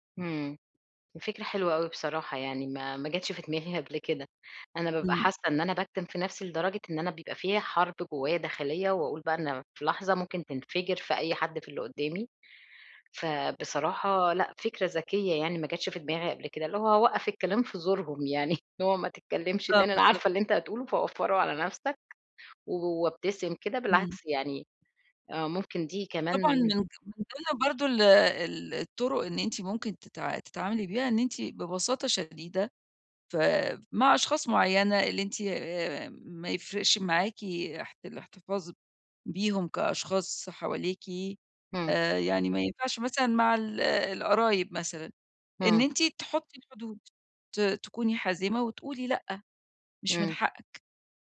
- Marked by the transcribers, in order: laughing while speaking: "في دماغي"; laugh
- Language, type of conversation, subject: Arabic, advice, إزاي أحط حدود بذوق لما حد يديني نصايح من غير ما أطلب؟